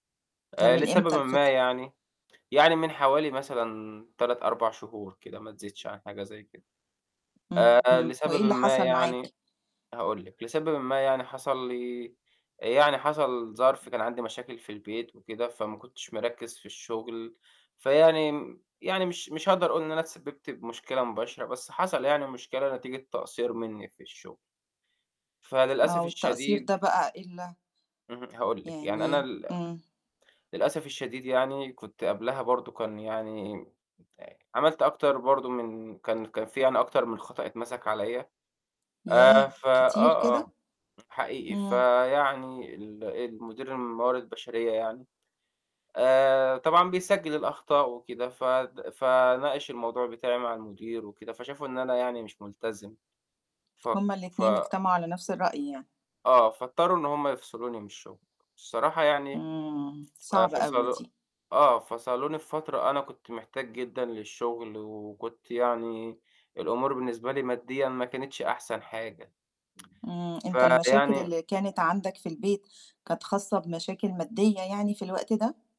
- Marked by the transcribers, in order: distorted speech; tapping; other noise; tsk
- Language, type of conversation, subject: Arabic, podcast, إزاي بتتعامل مع فترات بتحس فيها إنك تايه؟